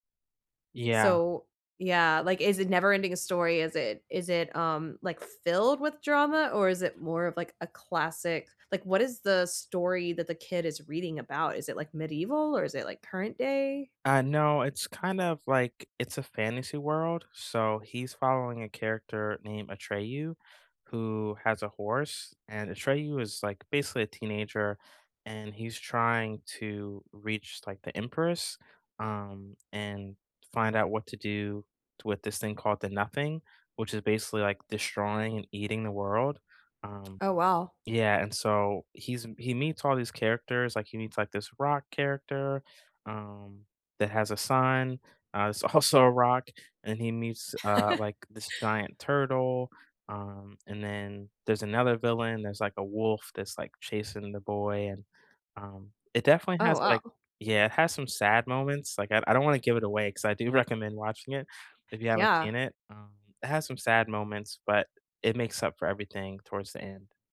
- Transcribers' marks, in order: other background noise; laughing while speaking: "also"; chuckle
- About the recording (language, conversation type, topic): English, unstructured, Which TV shows or movies do you rewatch for comfort?
- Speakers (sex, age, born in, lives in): female, 40-44, United States, United States; male, 40-44, United States, United States